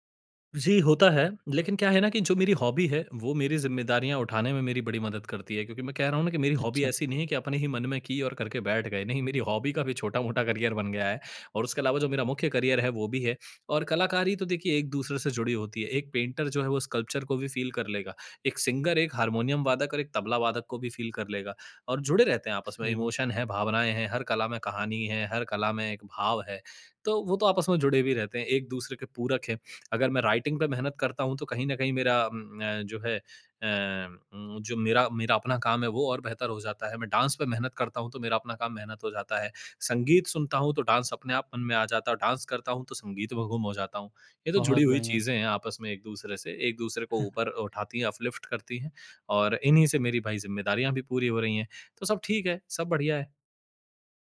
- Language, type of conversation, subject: Hindi, podcast, किस शौक में आप इतना खो जाते हैं कि समय का पता ही नहीं चलता?
- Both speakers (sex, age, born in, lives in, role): male, 20-24, India, India, host; male, 30-34, India, India, guest
- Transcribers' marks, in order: in English: "हॉबी"; in English: "हॉबी"; in English: "हॉबी"; laughing while speaking: "करियर"; in English: "करियर"; in English: "करियर"; other background noise; in English: "पेंटर"; in English: "स्कल्पचर"; in English: "फ़ील"; in English: "सिंगर"; in English: "फ़ील"; in English: "इमोशन"; in English: "राइटिंग"; in English: "डांस"; in English: "डांस"; in English: "डांस"; chuckle; in English: "अपलिफ्ट"